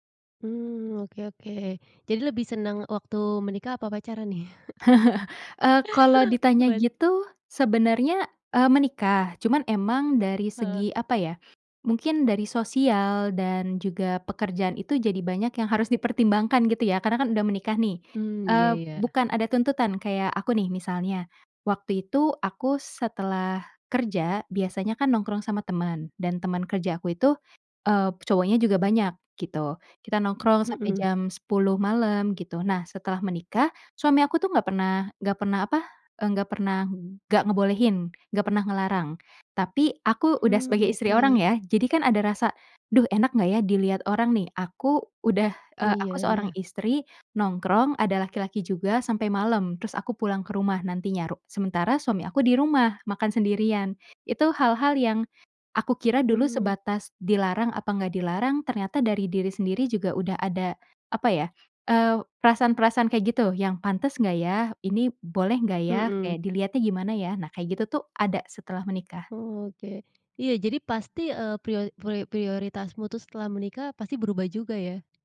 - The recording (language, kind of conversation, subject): Indonesian, podcast, Apa yang berubah dalam hidupmu setelah menikah?
- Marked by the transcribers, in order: chuckle